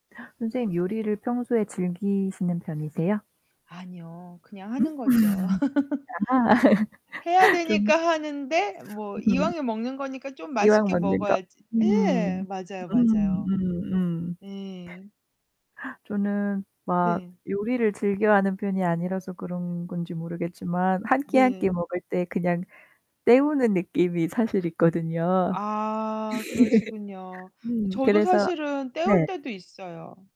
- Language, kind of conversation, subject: Korean, unstructured, 건강한 식습관을 꾸준히 유지하려면 어떻게 해야 할까요?
- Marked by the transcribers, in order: static; other background noise; laugh; distorted speech; laugh; laugh